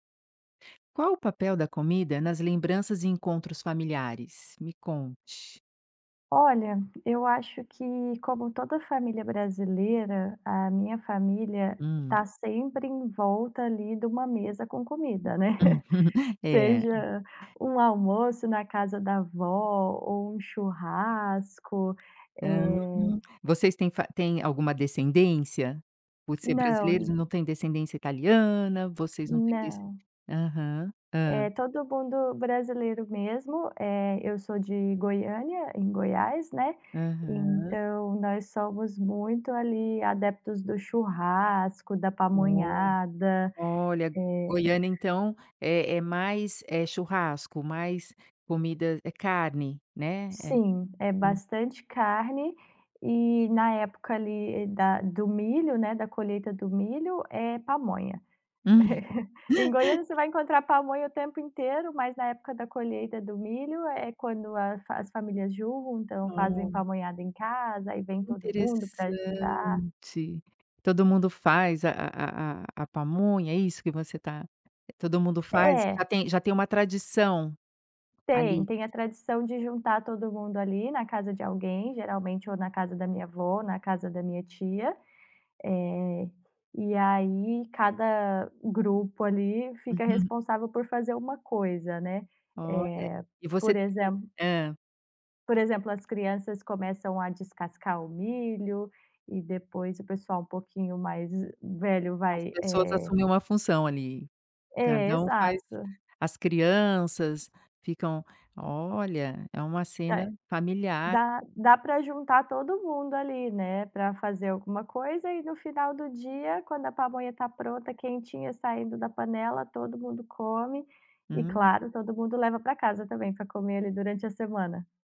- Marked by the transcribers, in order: tapping; chuckle; chuckle; other background noise; unintelligible speech; chuckle
- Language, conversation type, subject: Portuguese, podcast, Qual é o papel da comida nas lembranças e nos encontros familiares?